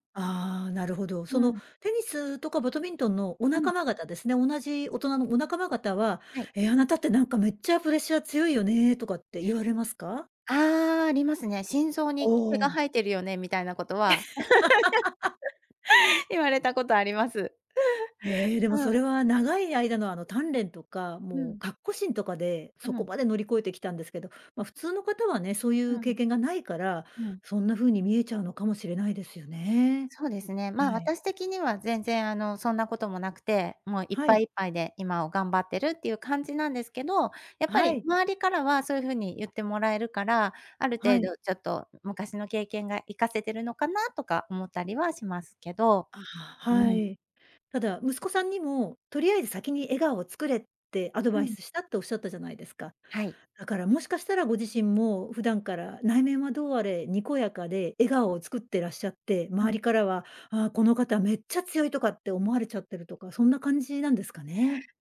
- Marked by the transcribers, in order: "バドミントン" said as "バトミントン"; laugh; laugh
- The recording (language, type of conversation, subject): Japanese, podcast, プレッシャーが強い時の対処法は何ですか？